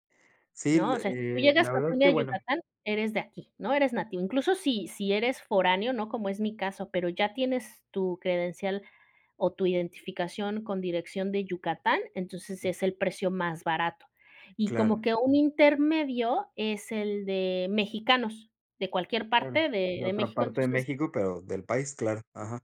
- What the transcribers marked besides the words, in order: none
- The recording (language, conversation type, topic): Spanish, unstructured, ¿qué opinas de los turistas que no respetan las culturas locales?
- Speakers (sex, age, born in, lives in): female, 40-44, Mexico, Mexico; male, 40-44, Mexico, Spain